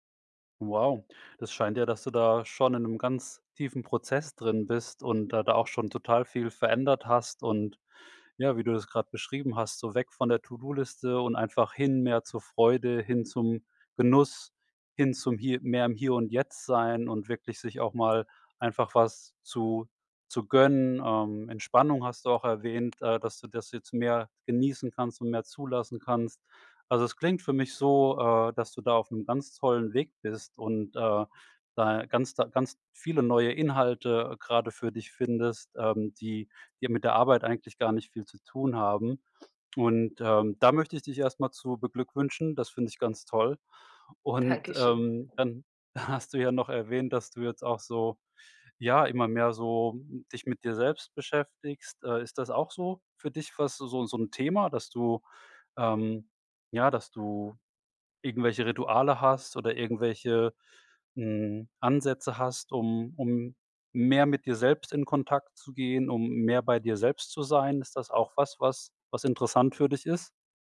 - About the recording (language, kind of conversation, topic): German, advice, Wie kann ich mich außerhalb meines Jobs definieren, ohne ständig nur an die Arbeit zu denken?
- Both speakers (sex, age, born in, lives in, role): female, 25-29, Germany, Portugal, user; male, 45-49, Germany, Germany, advisor
- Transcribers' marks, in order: other background noise; laughing while speaking: "hast"